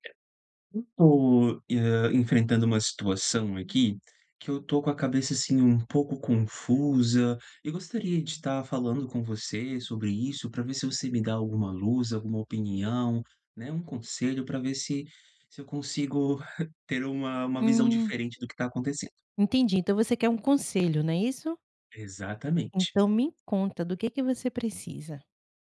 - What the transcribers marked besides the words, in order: tapping
- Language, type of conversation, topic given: Portuguese, advice, Como você descreveria seu relacionamento à distância?
- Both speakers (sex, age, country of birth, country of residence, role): female, 35-39, Brazil, Portugal, advisor; male, 30-34, Brazil, Portugal, user